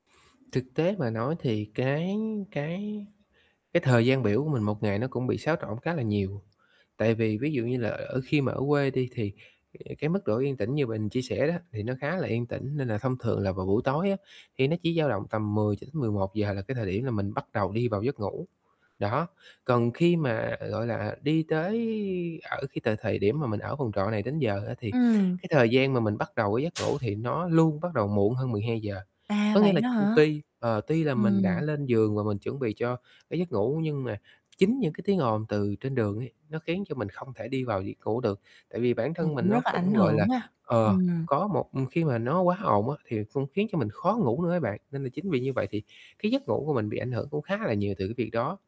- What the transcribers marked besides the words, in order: static; tapping; other background noise
- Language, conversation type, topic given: Vietnamese, advice, Làm thế nào để tôi ngủ ngon hơn khi ở môi trường mới?